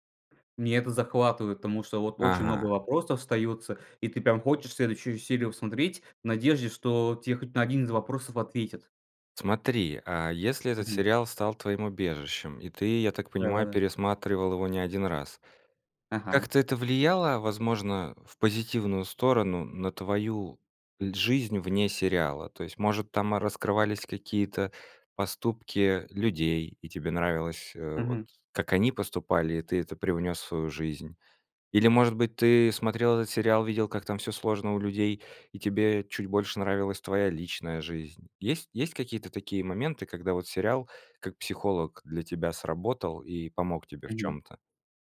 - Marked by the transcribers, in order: none
- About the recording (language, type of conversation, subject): Russian, podcast, Какой сериал стал для тебя небольшим убежищем?